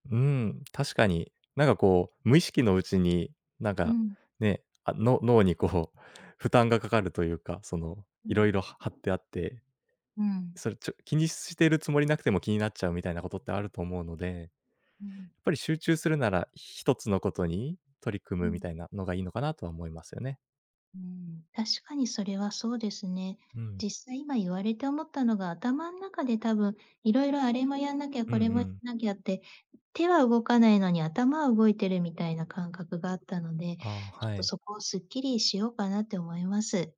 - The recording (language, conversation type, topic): Japanese, advice, 締め切りのプレッシャーで手が止まっているのですが、どうすれば状況を整理して作業を進められますか？
- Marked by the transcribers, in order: none